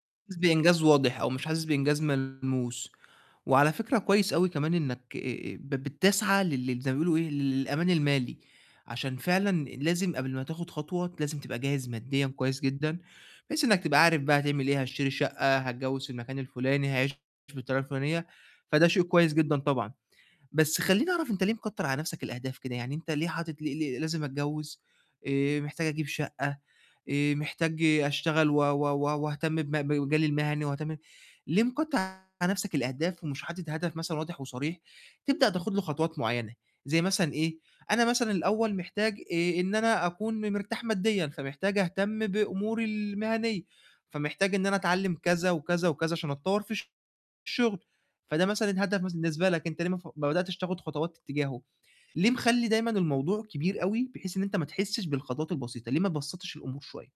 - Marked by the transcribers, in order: distorted speech
- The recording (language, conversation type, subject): Arabic, advice, إزاي أقدر أحدد أهداف واقعية وقابلة للقياس من غير ما أحس بإرهاق؟